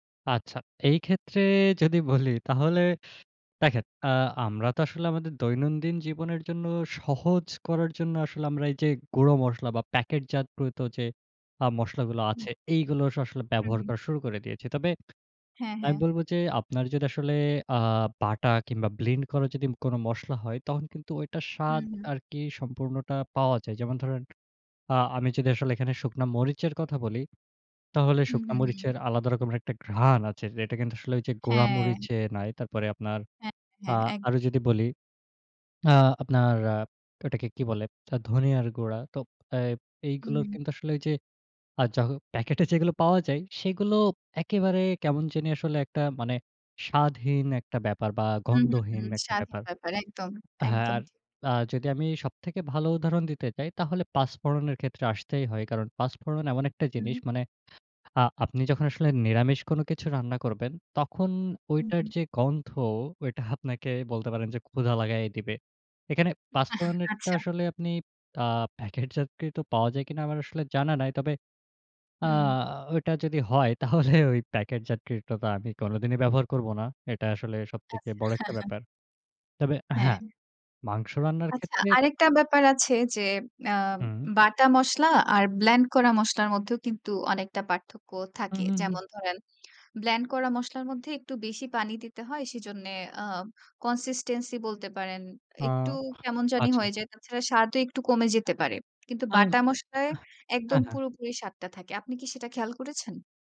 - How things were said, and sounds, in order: other background noise; tapping; laughing while speaking: "তাহলে ওই"; chuckle; in English: "consistency"
- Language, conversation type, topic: Bengali, podcast, মশলা ঠিকভাবে ব্যবহার করার সহজ উপায় কী?
- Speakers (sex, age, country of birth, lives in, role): female, 25-29, Bangladesh, Bangladesh, host; male, 25-29, Bangladesh, Bangladesh, guest